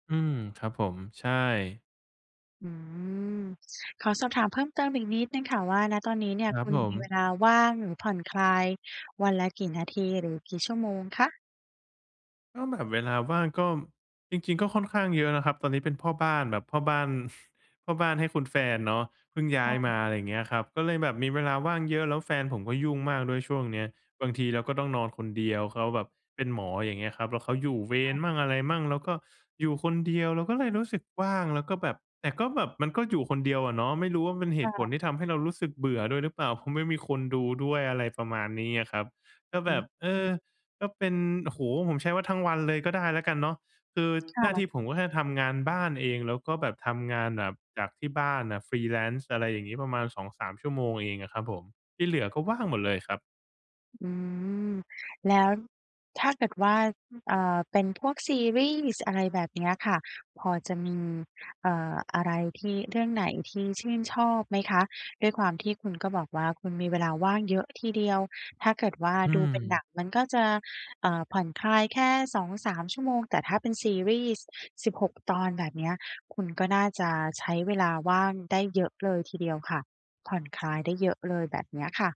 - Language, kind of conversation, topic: Thai, advice, คุณรู้สึกเบื่อและไม่รู้จะเลือกดูหรือฟังอะไรดีใช่ไหม?
- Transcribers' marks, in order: background speech; in English: "Freelance"; other background noise